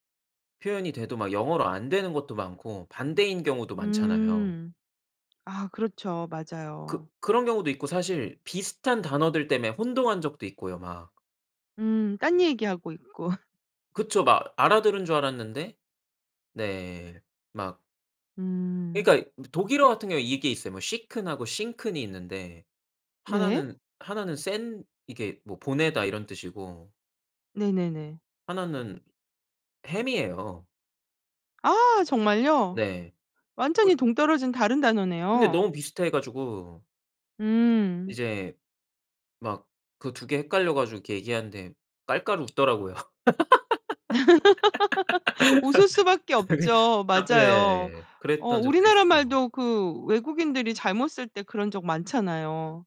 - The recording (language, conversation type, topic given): Korean, podcast, 언어가 당신에게 어떤 의미인가요?
- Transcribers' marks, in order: tapping; laugh; in German: "쉬큰"; in German: "싱큰"; laugh; laugh